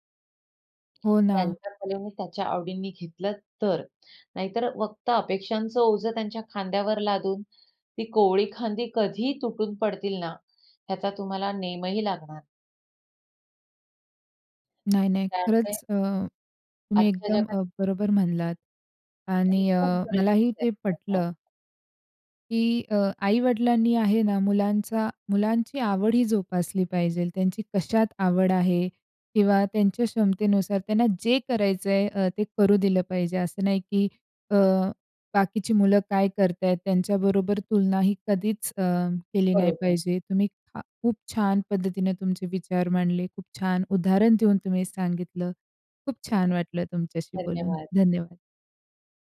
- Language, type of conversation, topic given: Marathi, podcast, आई-वडिलांना तुमच्या करिअरबाबत कोणत्या अपेक्षा असतात?
- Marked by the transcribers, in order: stressed: "तर"; tapping; other background noise